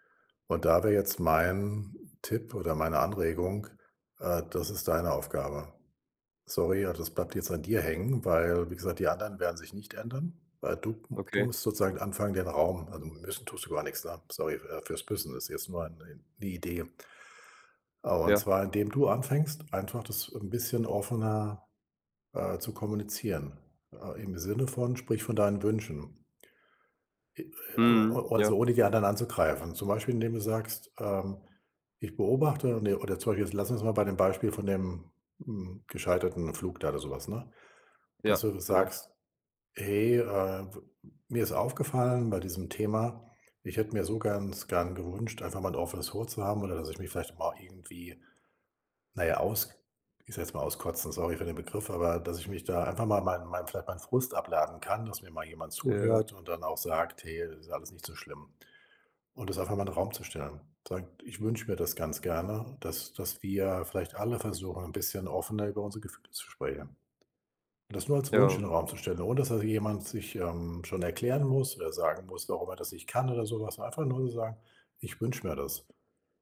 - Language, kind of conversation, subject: German, advice, Wie finden wir heraus, ob unsere emotionalen Bedürfnisse und Kommunikationsstile zueinander passen?
- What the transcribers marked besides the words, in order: none